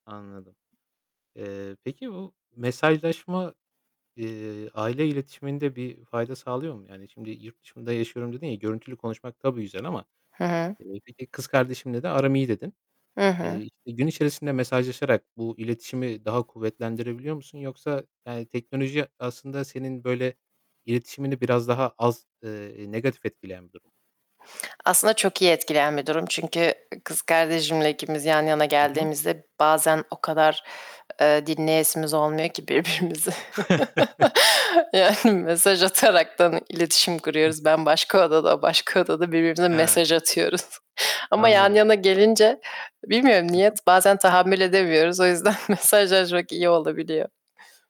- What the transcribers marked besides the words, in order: other background noise; tapping; static; chuckle; laughing while speaking: "yani mesaj ataraktan"; laughing while speaking: "atıyoruz"; laughing while speaking: "yüzden"
- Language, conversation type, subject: Turkish, podcast, Teknoloji kullanımıyla aile zamanını nasıl dengeliyorsun?